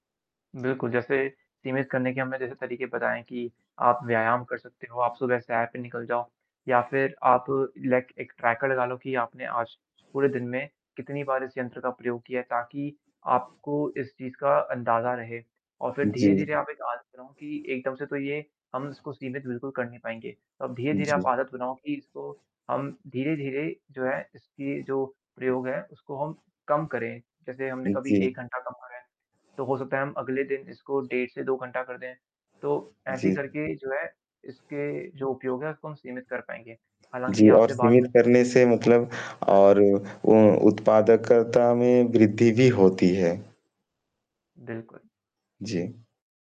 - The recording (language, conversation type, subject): Hindi, unstructured, आप अपने डिजिटल उपकरणों का उपयोग कैसे सीमित करते हैं?
- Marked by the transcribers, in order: other background noise; in English: "लाइक"; in English: "ट्रैकर"; static; distorted speech